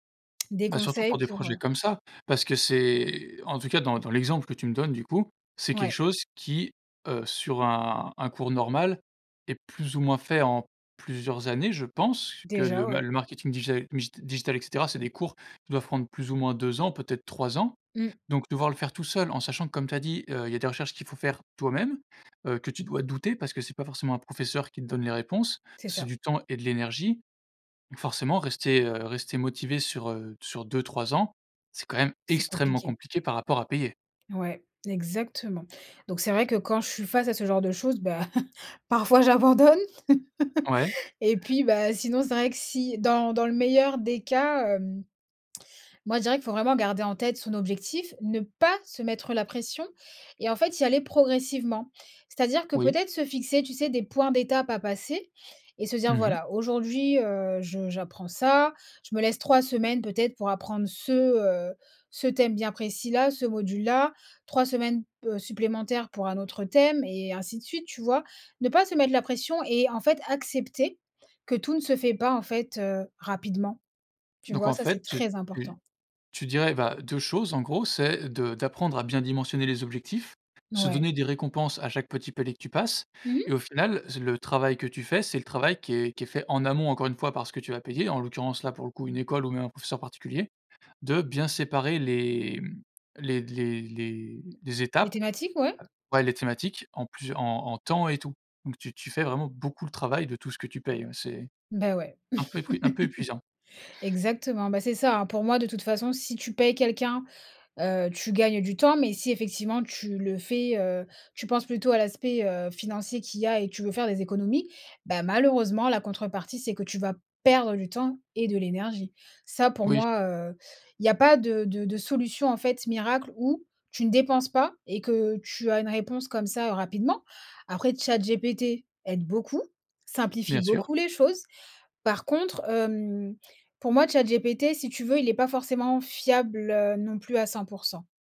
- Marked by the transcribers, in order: chuckle; laughing while speaking: "parfois j'abandonne"; chuckle; stressed: "pas"; stressed: "très"; laugh; stressed: "perdre"
- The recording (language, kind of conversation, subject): French, podcast, Tu as des astuces pour apprendre sans dépenser beaucoup d’argent ?